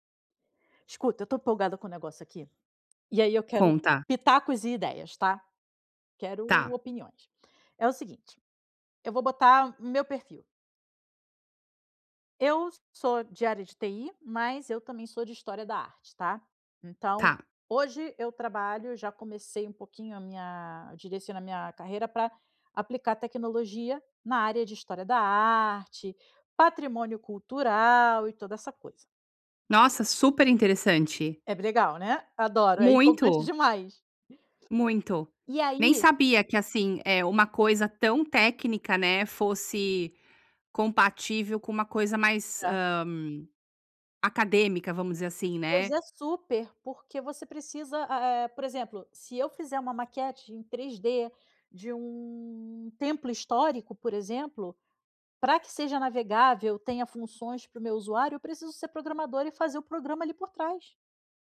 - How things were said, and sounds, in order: other background noise; tapping
- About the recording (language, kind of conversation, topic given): Portuguese, advice, Como posso descobrir um estilo pessoal autêntico que seja realmente meu?